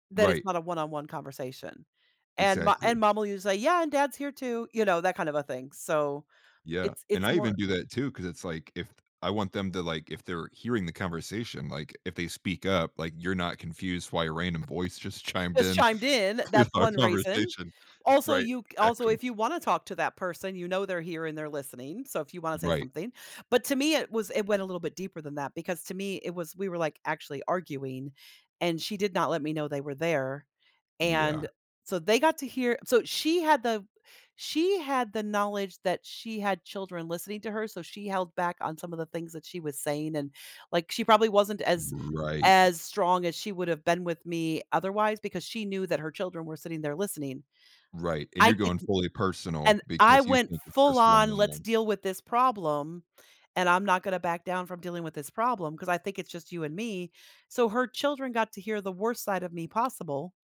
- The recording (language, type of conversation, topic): English, unstructured, What are some effective ways to navigate disagreements with family members?
- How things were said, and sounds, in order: laughing while speaking: "to our"; chuckle